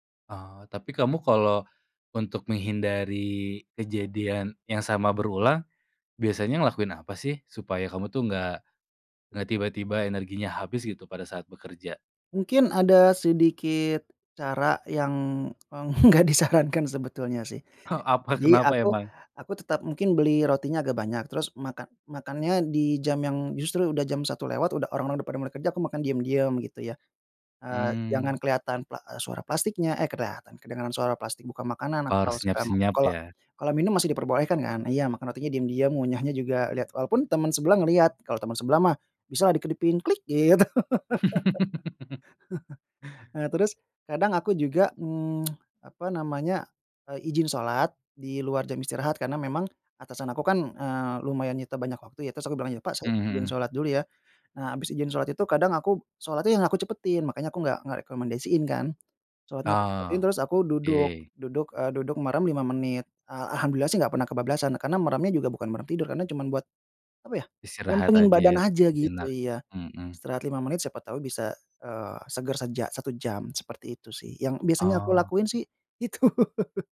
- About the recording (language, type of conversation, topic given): Indonesian, podcast, Bagaimana cara kamu menetapkan batas agar tidak kehabisan energi?
- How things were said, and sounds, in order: tapping; laughing while speaking: "enggak disarankan"; in English: "stamp"; laugh; laughing while speaking: "gitu"; laugh; tsk; laughing while speaking: "itu"